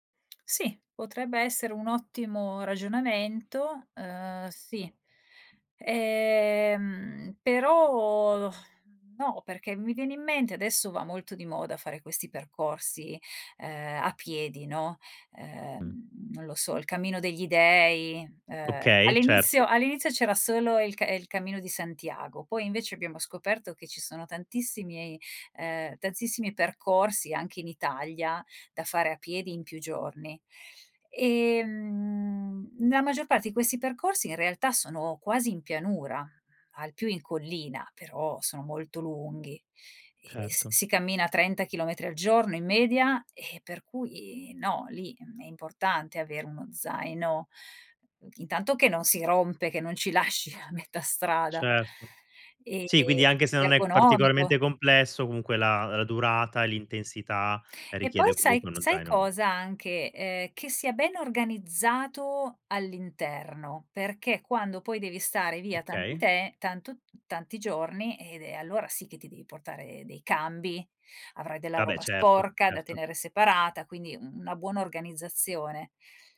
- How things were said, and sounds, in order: exhale; "tantissimi" said as "tanzissimi"
- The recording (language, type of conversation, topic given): Italian, podcast, Quali sono i tuoi consigli per preparare lo zaino da trekking?